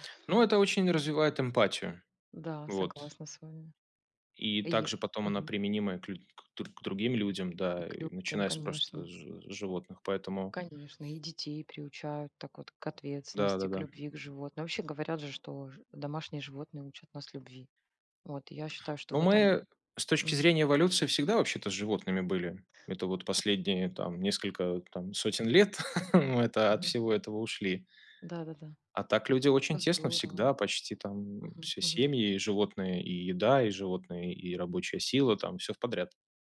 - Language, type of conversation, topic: Russian, unstructured, Что самое удивительное вы знаете о поведении кошек?
- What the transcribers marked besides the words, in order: tapping; other background noise; laugh